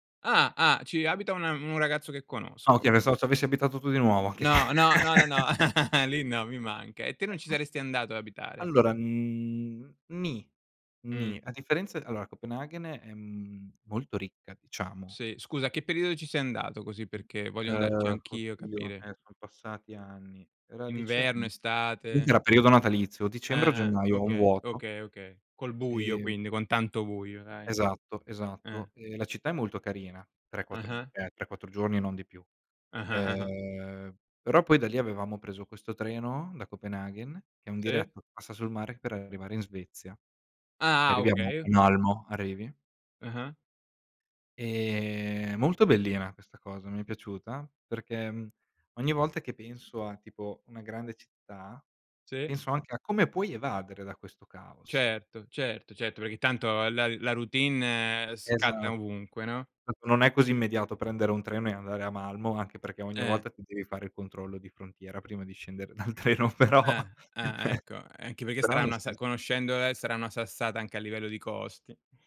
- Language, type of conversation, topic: Italian, unstructured, Cosa preferisci tra mare, montagna e città?
- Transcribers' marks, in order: tapping; chuckle; laughing while speaking: "anche l"; chuckle; other background noise; laughing while speaking: "dal treno, però"; chuckle